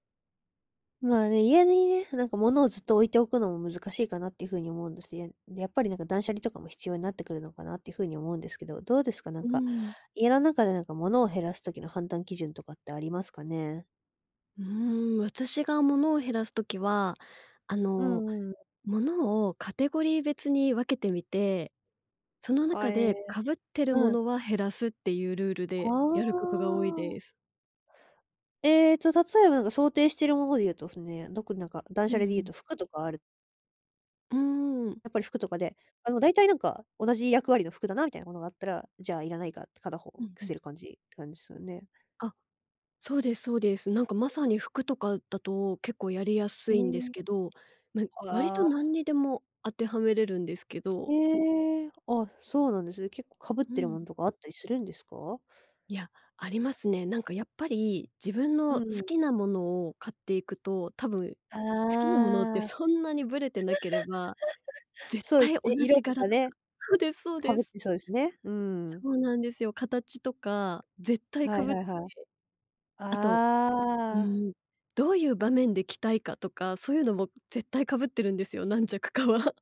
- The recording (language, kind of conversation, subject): Japanese, podcast, 物を減らすとき、どんな基準で手放すかを決めていますか？
- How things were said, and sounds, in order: other background noise; laugh; tapping; laughing while speaking: "何着かは"